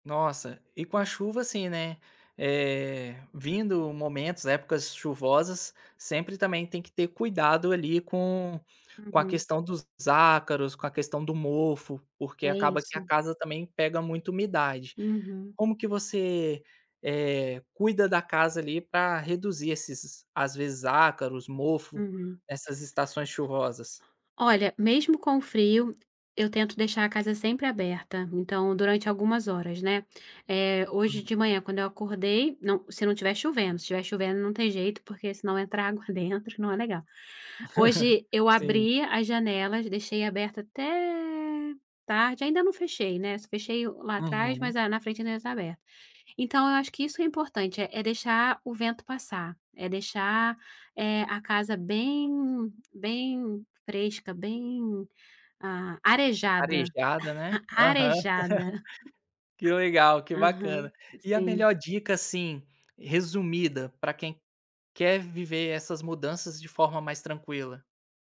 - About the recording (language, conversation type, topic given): Portuguese, podcast, Como as mudanças sazonais influenciam nossa saúde?
- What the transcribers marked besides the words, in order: other background noise; chuckle; drawn out: "até"; laugh; chuckle